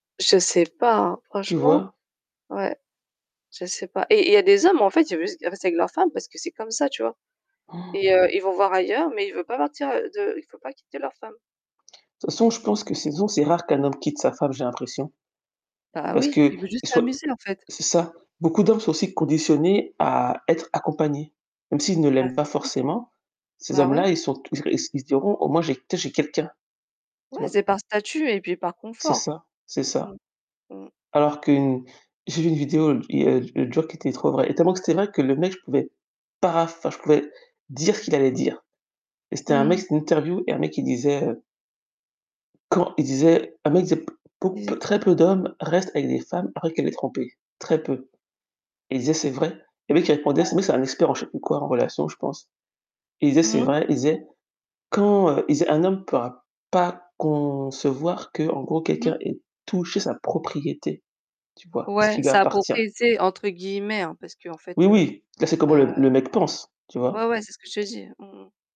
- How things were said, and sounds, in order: static; gasp; tapping; distorted speech
- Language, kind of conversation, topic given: French, unstructured, Comment gères-tu la jalousie dans une relation amoureuse ?